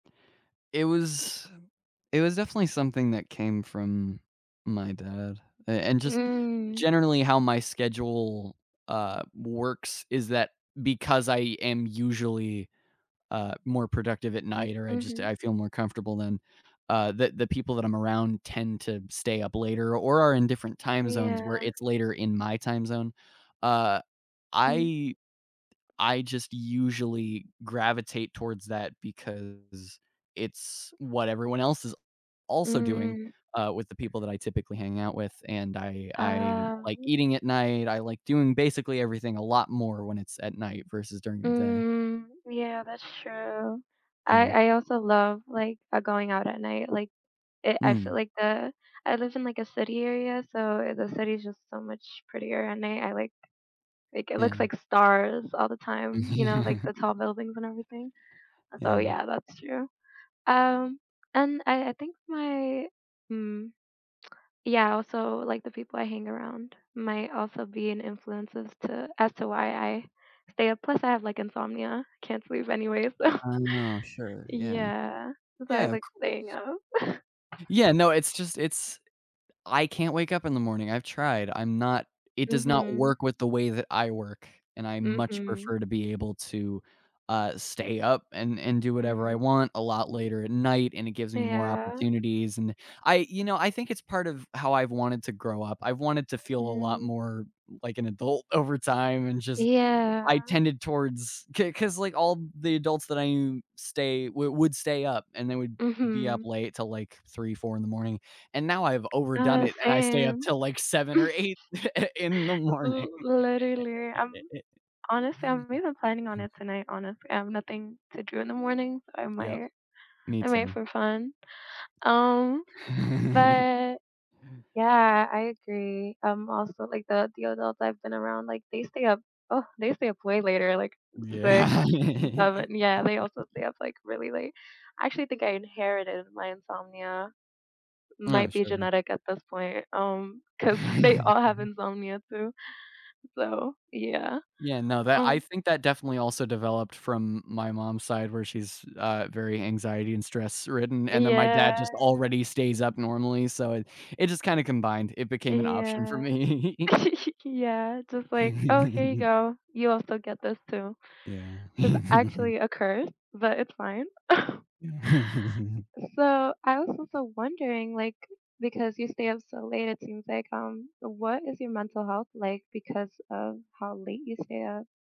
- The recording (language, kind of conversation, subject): English, unstructured, How do your daily routines and energy levels change depending on whether you wake up early or stay up late?
- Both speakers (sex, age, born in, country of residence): female, 18-19, United States, United States; male, 18-19, United States, United States
- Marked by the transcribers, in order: other background noise; tapping; laughing while speaking: "Yeah"; laugh; laughing while speaking: "so"; chuckle; chuckle; laughing while speaking: "seven or either in the morning"; laugh; laugh; laughing while speaking: "Yeah"; laugh; laugh; laughing while speaking: "'cause"; drawn out: "Yeah"; laughing while speaking: "yeah"; laughing while speaking: "me"; laugh; chuckle; chuckle; laugh